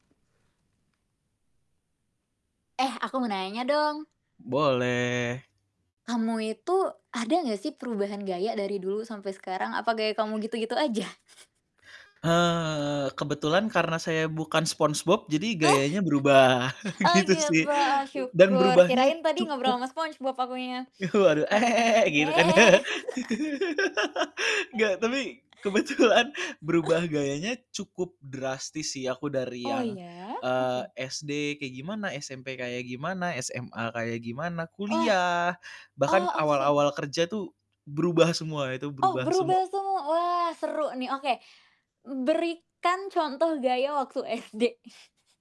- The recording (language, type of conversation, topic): Indonesian, podcast, Bisakah kamu ceritakan momen ketika gaya berpakaianmu berubah drastis?
- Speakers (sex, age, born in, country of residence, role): female, 20-24, Indonesia, Indonesia, host; male, 25-29, Indonesia, Indonesia, guest
- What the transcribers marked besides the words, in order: tapping; mechanical hum; other background noise; laugh; chuckle; laughing while speaking: "gitu sih"; chuckle; laugh; laughing while speaking: "kebetulan"; laugh; giggle; chuckle